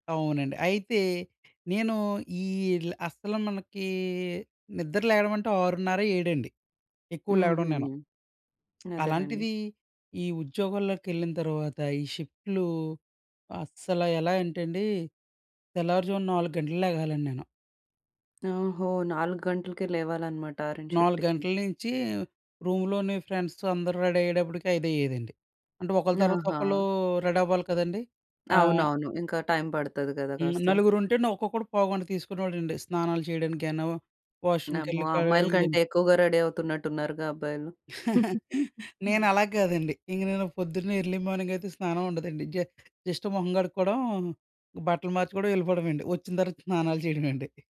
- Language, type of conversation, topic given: Telugu, podcast, పవర్ న్యాప్‌లు మీకు ఏ విధంగా ఉపయోగపడతాయి?
- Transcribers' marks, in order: lip smack; in English: "షిప్ట్‌లు"; in English: "షిఫ్ట్‌కి"; in English: "రూమ్‌లోనే ఫ్రెండ్స్‌తో"; in English: "రెడీ"; other background noise; chuckle; giggle; in English: "ఎర్‌లీ మార్నింగ్"; in English: "జస్ట్"; tapping